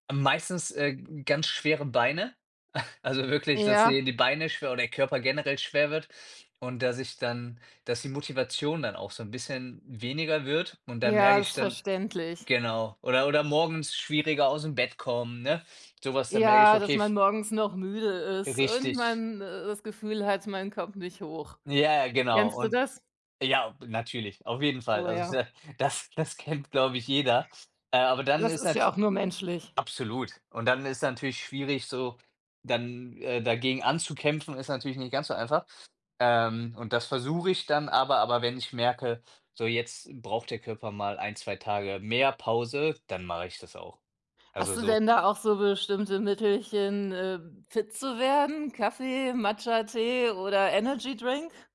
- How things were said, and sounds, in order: chuckle; laughing while speaking: "das das"; stressed: "mehr"
- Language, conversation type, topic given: German, podcast, Wie organisierst du deine Hobbys neben Arbeit oder Schule?